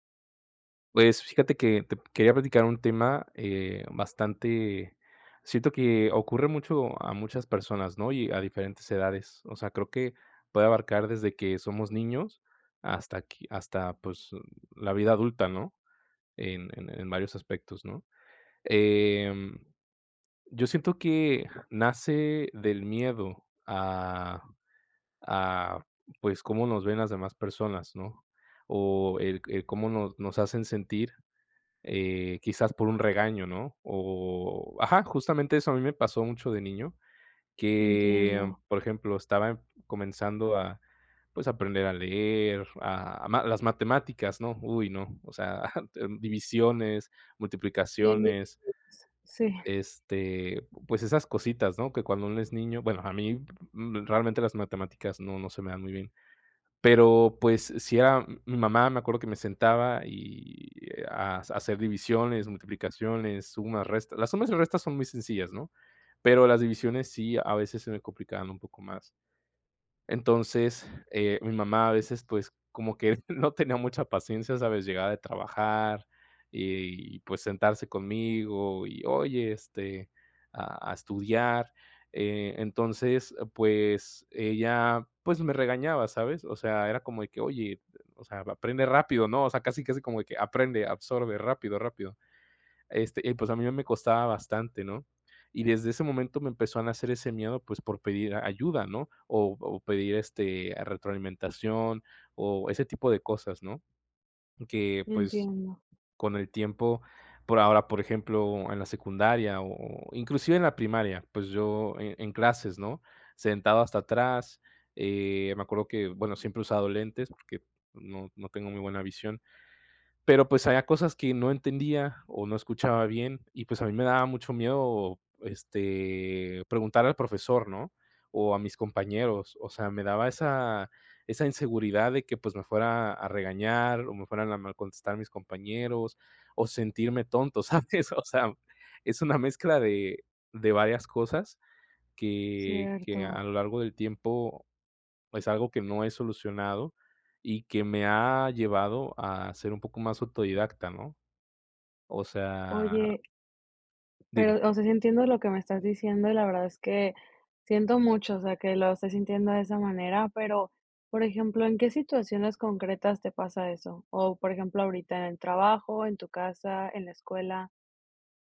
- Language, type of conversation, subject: Spanish, advice, ¿Cómo te sientes cuando te da miedo pedir ayuda por parecer incompetente?
- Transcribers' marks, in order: other background noise; chuckle; unintelligible speech; laughing while speaking: "no tenía"; laughing while speaking: "¿sabes? O sea"